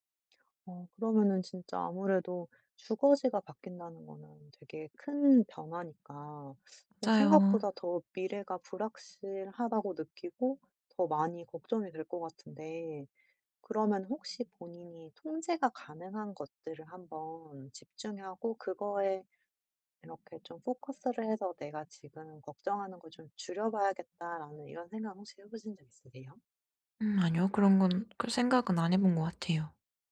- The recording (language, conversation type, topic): Korean, advice, 미래가 불확실해서 걱정이 많을 때, 일상에서 걱정을 줄일 수 있는 방법은 무엇인가요?
- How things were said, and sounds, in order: teeth sucking; in English: "포커스 를"; put-on voice: "포커스"; other background noise